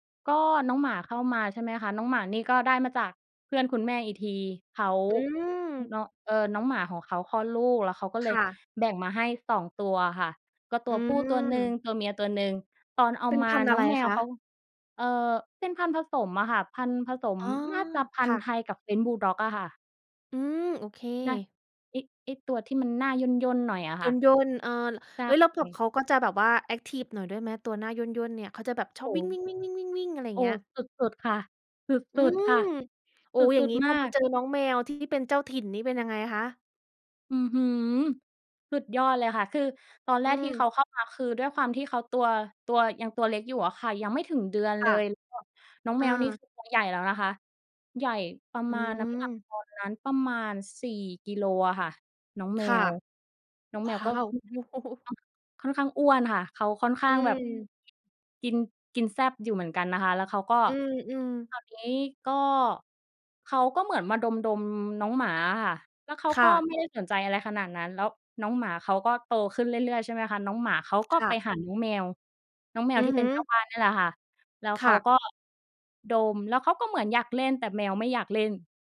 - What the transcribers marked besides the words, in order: unintelligible speech; other background noise; stressed: "อื้อฮือ"; laughing while speaking: "โอ้"; unintelligible speech; other noise; background speech
- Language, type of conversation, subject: Thai, podcast, คุณมีเรื่องประทับใจเกี่ยวกับสัตว์เลี้ยงที่อยากเล่าให้ฟังไหม?